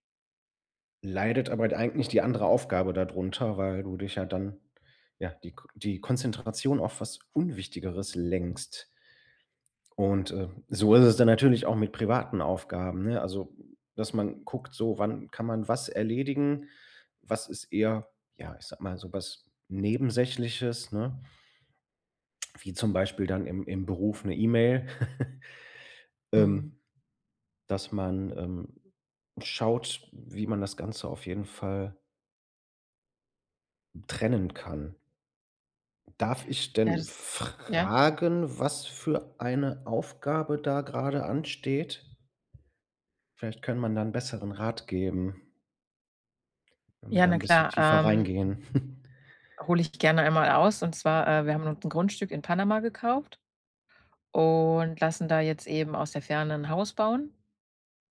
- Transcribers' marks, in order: other background noise; chuckle; tapping; snort
- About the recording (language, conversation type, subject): German, advice, Wie kann ich Dringendes von Wichtigem unterscheiden, wenn ich meine Aufgaben plane?